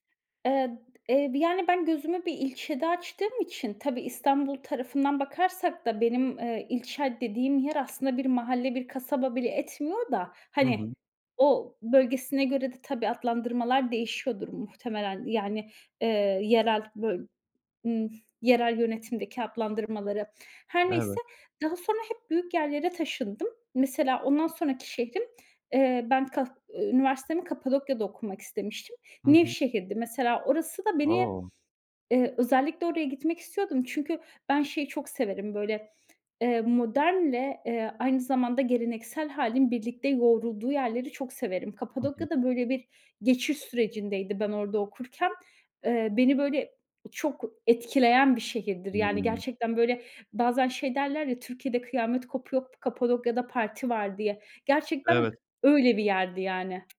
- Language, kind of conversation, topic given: Turkish, podcast, Bir şehir seni hangi yönleriyle etkiler?
- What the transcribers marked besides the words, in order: tapping; other background noise